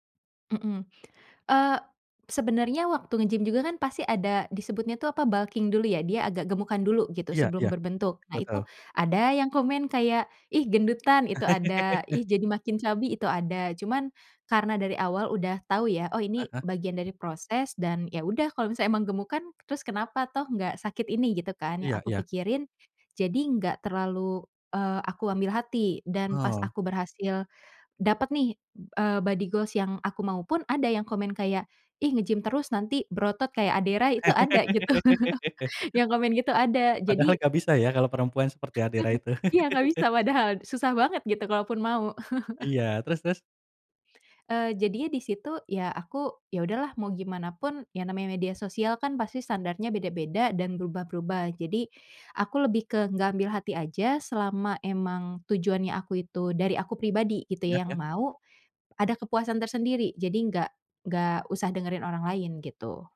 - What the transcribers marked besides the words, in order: in English: "bulking"; chuckle; in English: "chubby"; laughing while speaking: "emang gemukan"; in English: "body goals"; laughing while speaking: "gitu"; other background noise; chuckle; laugh; chuckle
- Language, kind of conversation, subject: Indonesian, podcast, Apa tanggapanmu tentang tekanan citra tubuh akibat media sosial?